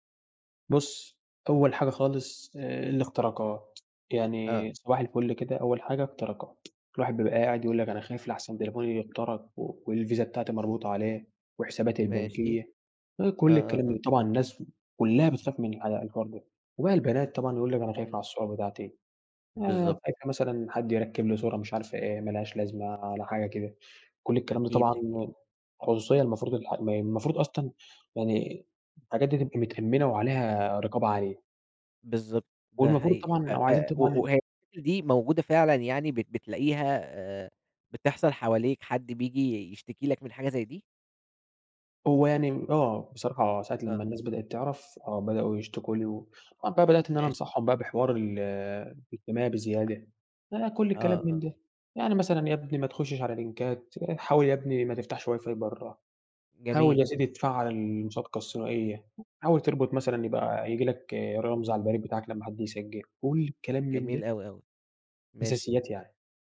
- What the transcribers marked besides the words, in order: tapping; in English: "لينكات"; in English: "واي فاي"
- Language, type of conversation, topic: Arabic, podcast, ازاي بتحافظ على خصوصيتك على الإنترنت من وجهة نظرك؟